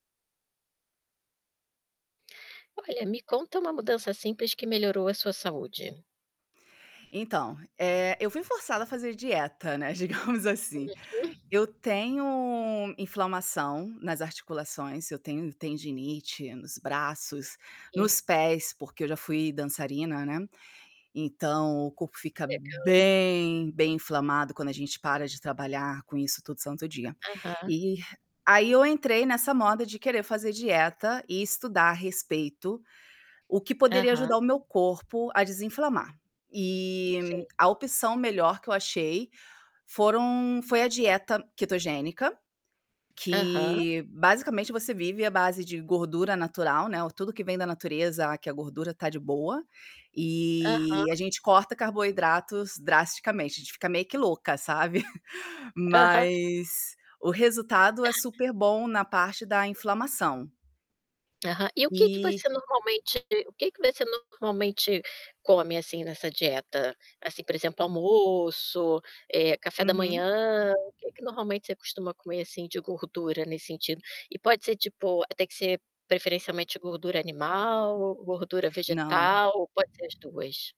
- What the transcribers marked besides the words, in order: static; tapping; distorted speech; laughing while speaking: "digamos assim"; stressed: "bem"; other background noise; unintelligible speech; chuckle
- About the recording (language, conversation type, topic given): Portuguese, podcast, Qual foi uma mudança simples que melhorou a sua saúde?